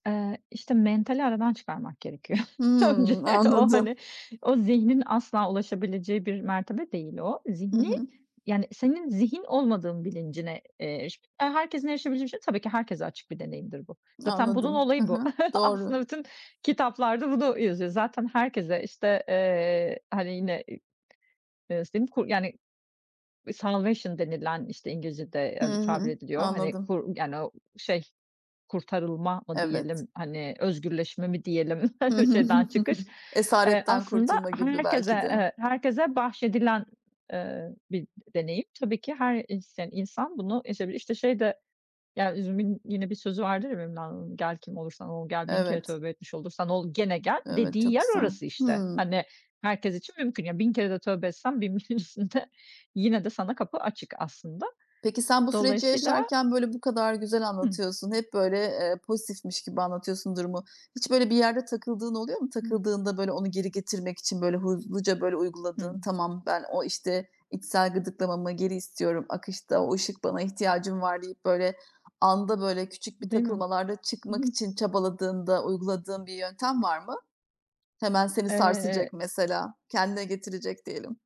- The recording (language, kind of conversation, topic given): Turkish, podcast, Akışa girdiğini nasıl anlarsın, bunu gösteren hangi işaretler vardır?
- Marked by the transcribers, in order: chuckle; other background noise; chuckle; in English: "salvation"; chuckle; giggle